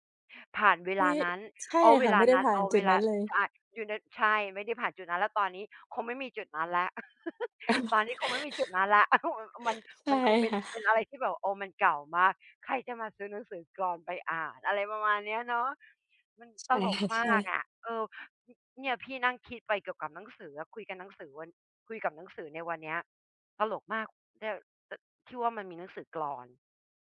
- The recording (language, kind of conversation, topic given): Thai, unstructured, คุณจะเปรียบเทียบหนังสือที่คุณชื่นชอบอย่างไร?
- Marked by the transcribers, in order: other background noise; chuckle; laugh